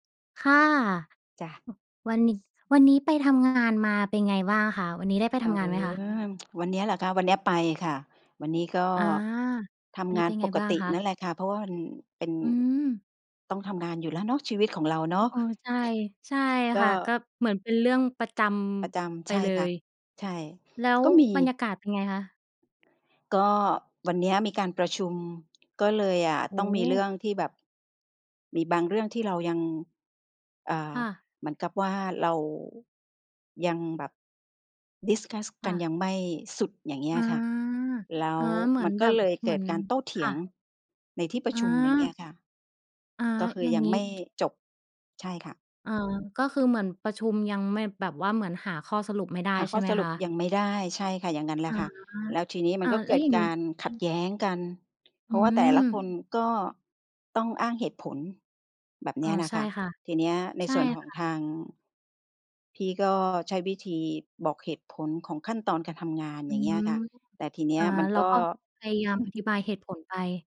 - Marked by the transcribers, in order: tsk; other noise; in English: "discuss"; other background noise; chuckle
- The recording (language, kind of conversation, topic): Thai, podcast, คุณมีวิธีจัดการกับความเครียดอย่างไรบ้าง?